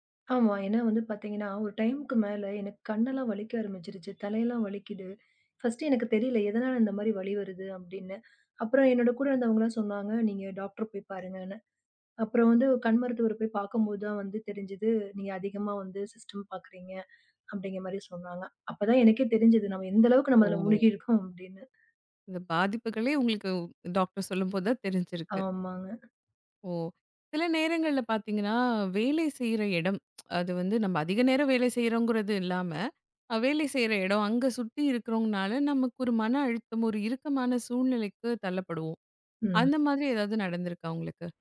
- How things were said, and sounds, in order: in English: "டைம்க்கு"; other noise; in English: "ஃபர்ஸ்ட்டு"; in English: "சிஸ்டம்"; tsk
- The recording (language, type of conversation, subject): Tamil, podcast, சம்பளமும் வேலைத் திருப்தியும்—இவற்றில் எதற்கு நீங்கள் முன்னுரிமை அளிக்கிறீர்கள்?